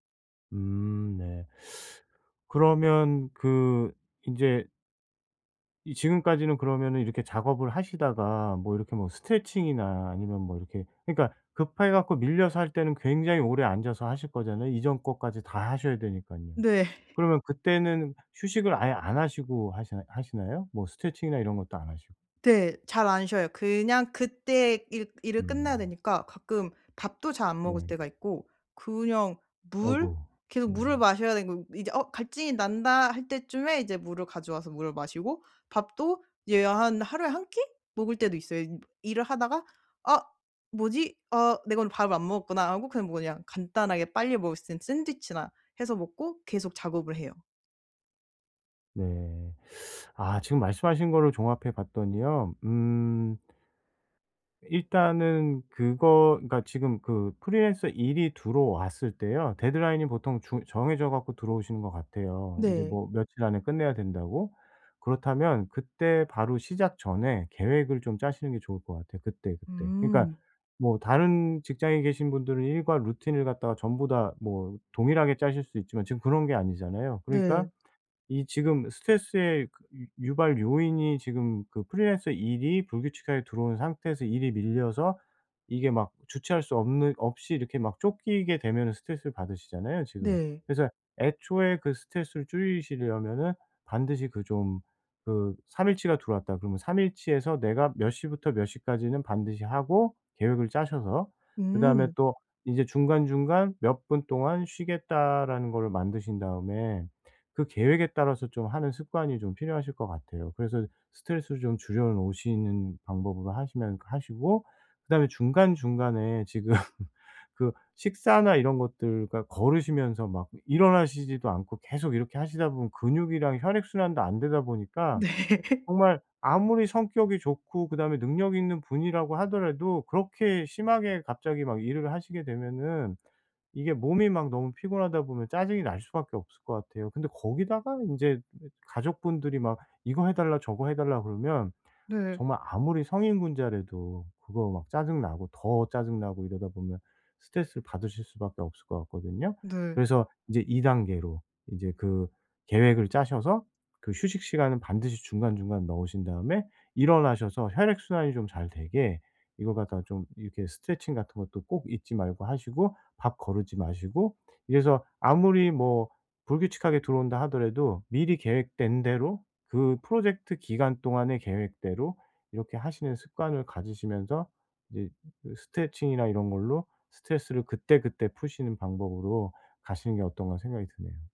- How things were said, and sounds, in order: laugh; other background noise; laughing while speaking: "지금"; laughing while speaking: "네"; laugh; unintelligible speech
- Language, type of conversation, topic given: Korean, advice, 왜 제 스트레스 반응과 대처 습관은 반복될까요?